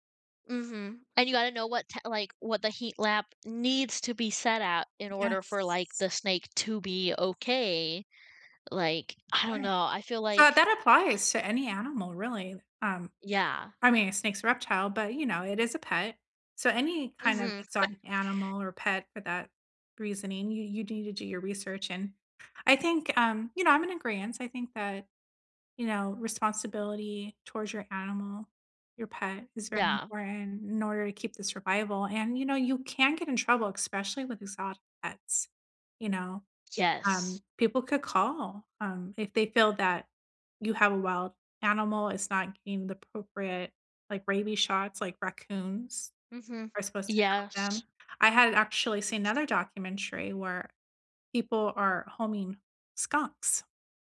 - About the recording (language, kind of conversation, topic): English, unstructured, What do you think about keeping exotic pets at home?
- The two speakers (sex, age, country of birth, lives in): female, 18-19, United States, United States; female, 45-49, United States, United States
- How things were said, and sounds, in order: laugh; other background noise